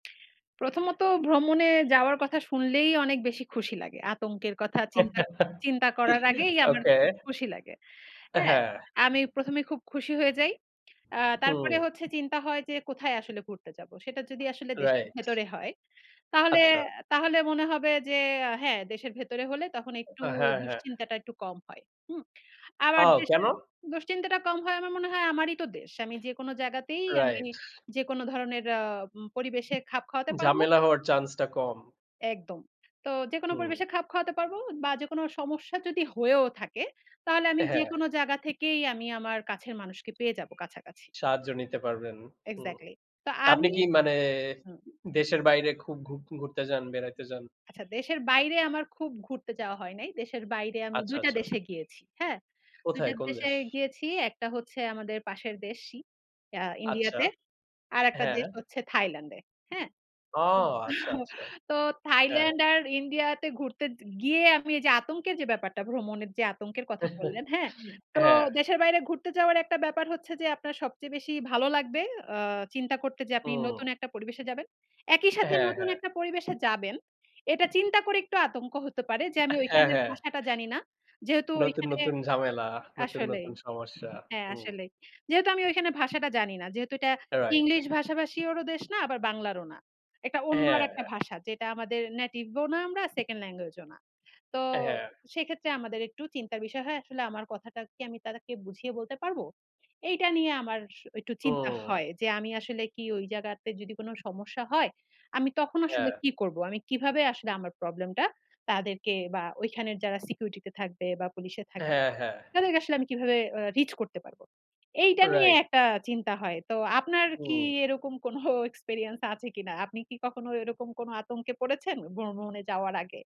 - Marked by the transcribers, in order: other background noise; laugh; horn; chuckle; chuckle; background speech; in English: "Native"; in English: "Second Language"; in English: "Reach"; laughing while speaking: "কোন"; in English: "Experience"
- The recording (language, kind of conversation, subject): Bengali, unstructured, ভ্রমণের সময় আপনার সবচেয়ে বড় আতঙ্ক কী?